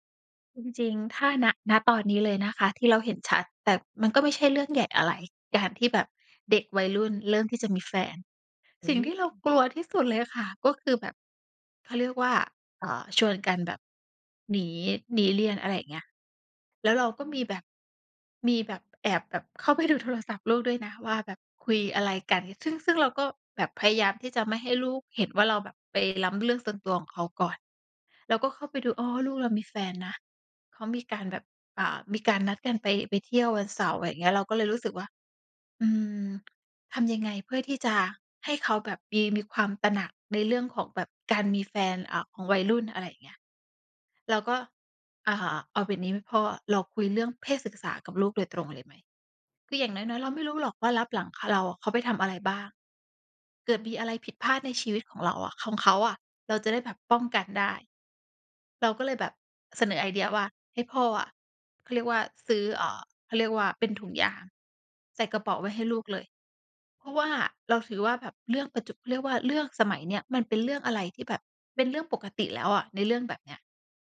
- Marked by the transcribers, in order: none
- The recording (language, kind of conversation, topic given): Thai, podcast, เล่าเรื่องวิธีสื่อสารกับลูกเวลามีปัญหาได้ไหม?